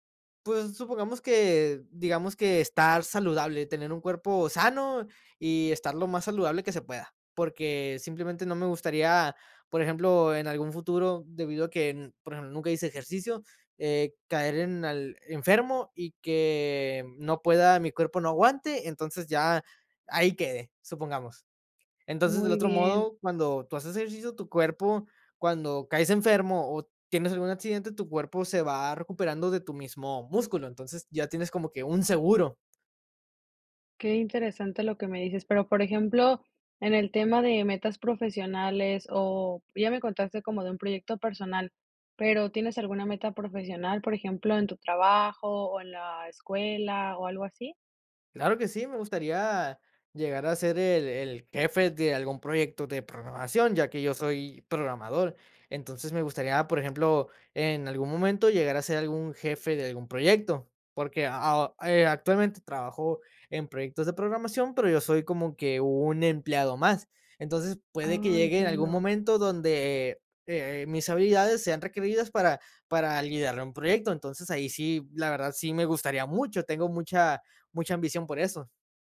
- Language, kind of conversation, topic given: Spanish, podcast, ¿Qué hábitos diarios alimentan tu ambición?
- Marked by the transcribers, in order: none